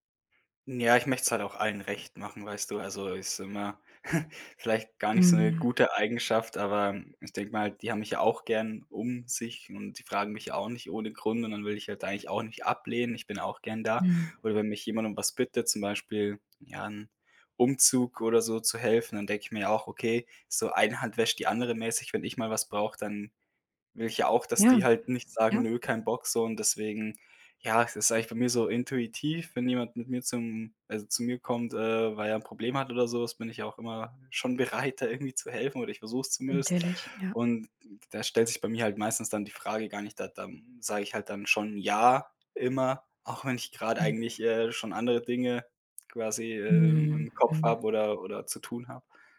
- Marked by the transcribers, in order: chuckle; laughing while speaking: "bereit"; unintelligible speech
- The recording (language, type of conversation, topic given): German, advice, Warum fällt es mir schwer, bei Bitten von Freunden oder Familie Nein zu sagen?